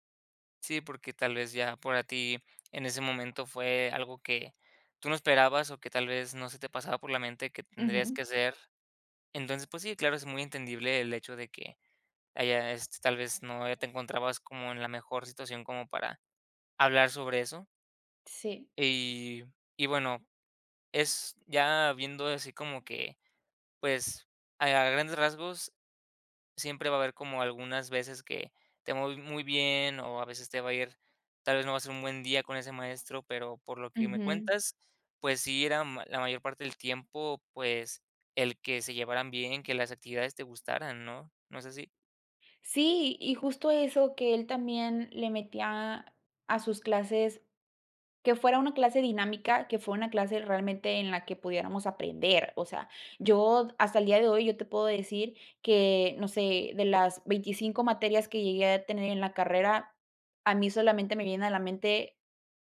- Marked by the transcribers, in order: none
- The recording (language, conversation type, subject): Spanish, podcast, ¿Cuál fue una clase que te cambió la vida y por qué?